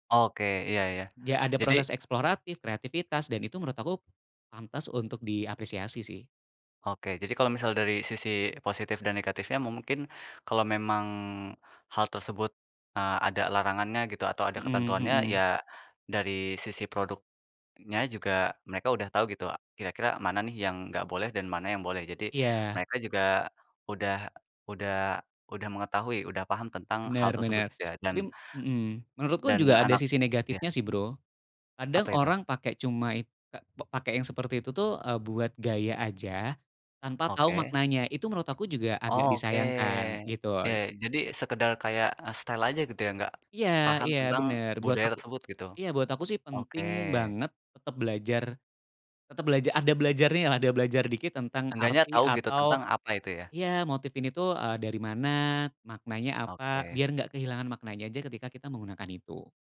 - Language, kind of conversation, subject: Indonesian, podcast, Bagaimana anak muda mengekspresikan budaya lewat pakaian saat ini?
- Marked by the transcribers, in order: other background noise; in English: "style"